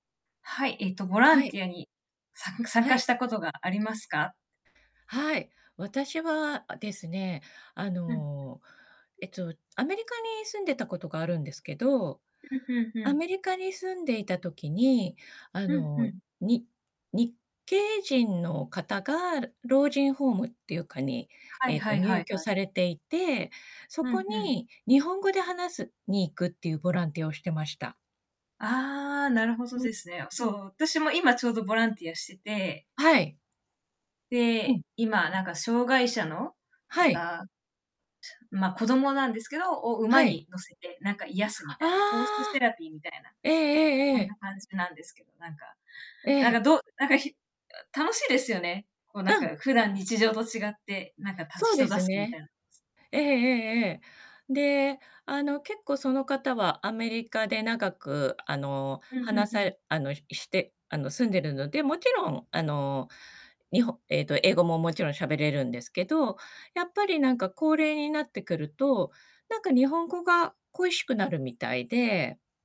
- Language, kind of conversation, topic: Japanese, unstructured, ボランティア活動に参加したことはありますか？
- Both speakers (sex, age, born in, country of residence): female, 35-39, Japan, United States; female, 50-54, Japan, Japan
- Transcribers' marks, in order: other background noise